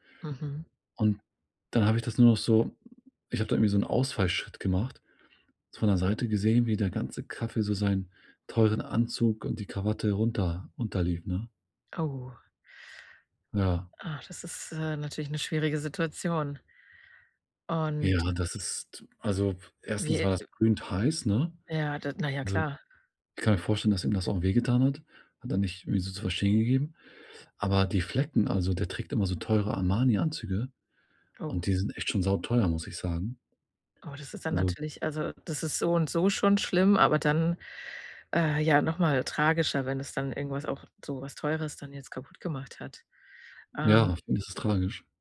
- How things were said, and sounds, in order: other background noise
- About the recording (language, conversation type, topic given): German, advice, Wie gehst du mit Scham nach einem Fehler bei der Arbeit um?